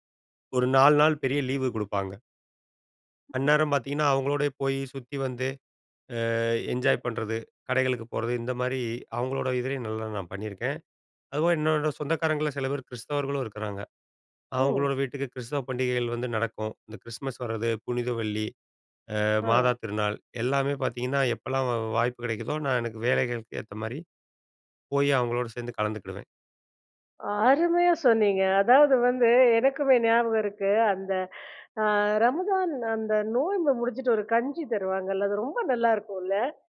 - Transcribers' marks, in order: in English: "லீவு"; other noise; in English: "என்ஜாய்"; "நோம்ப" said as "நோய்ம்ப"
- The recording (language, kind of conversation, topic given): Tamil, podcast, வெவ்வேறு திருவிழாக்களை கொண்டாடுவது எப்படி இருக்கிறது?